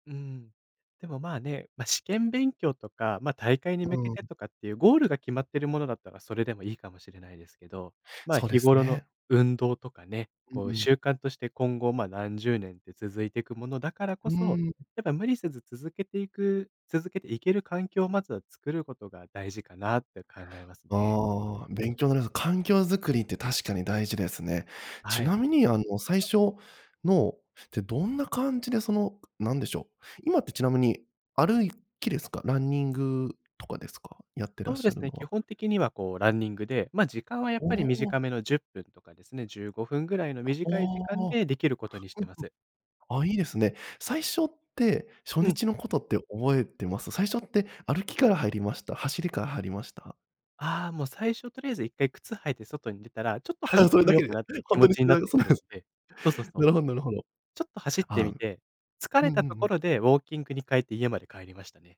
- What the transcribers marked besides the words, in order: tapping; other background noise; laughing while speaking: "あ、それだけで、ほんとにそれは そうなんす"
- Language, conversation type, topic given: Japanese, podcast, 小さな一歩をどう設定する？